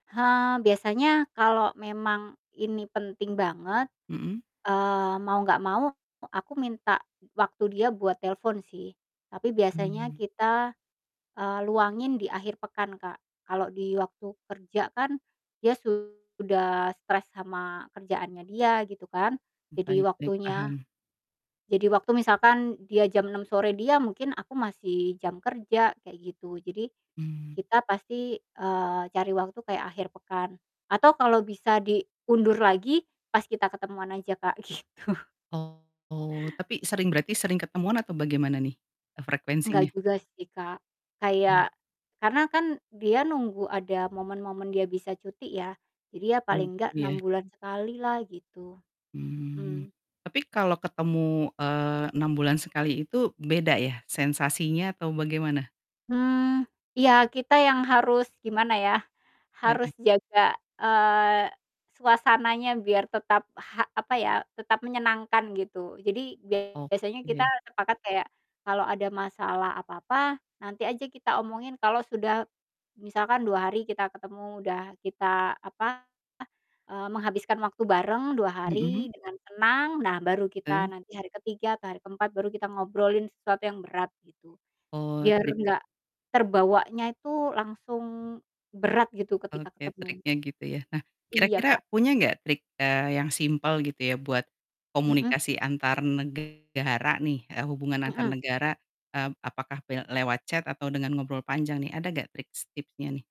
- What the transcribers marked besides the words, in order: distorted speech; static; laughing while speaking: "gitu"; in English: "chat"
- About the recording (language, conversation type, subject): Indonesian, podcast, Kamu lebih suka chat singkat atau ngobrol panjang, dan kenapa?